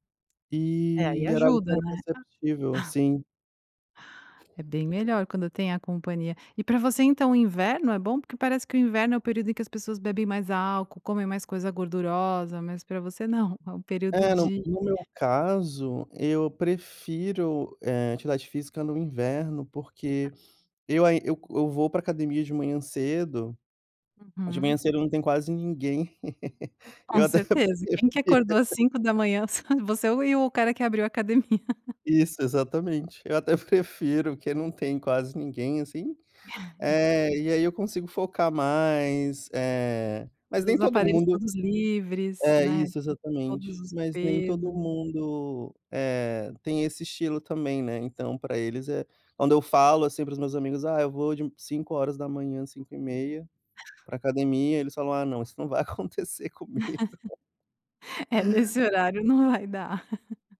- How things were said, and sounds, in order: chuckle; other background noise; laugh; laughing while speaking: "Eu até prefiro"; laugh; chuckle; laughing while speaking: "acontecer comigo"; laugh; chuckle
- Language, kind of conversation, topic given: Portuguese, podcast, Qual foi um hábito simples que mudou a sua saúde?